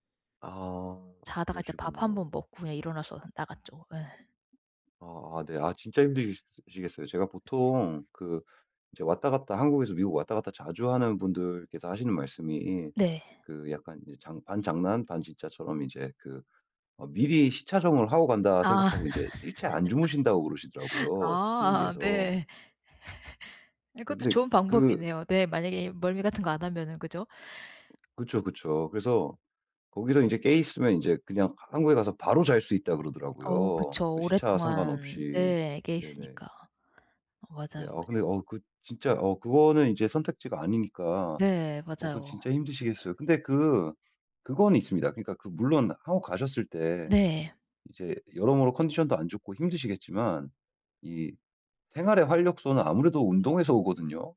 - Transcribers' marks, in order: laugh; other background noise
- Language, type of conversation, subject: Korean, advice, 여행 중에 에너지와 동기를 어떻게 잘 유지할 수 있을까요?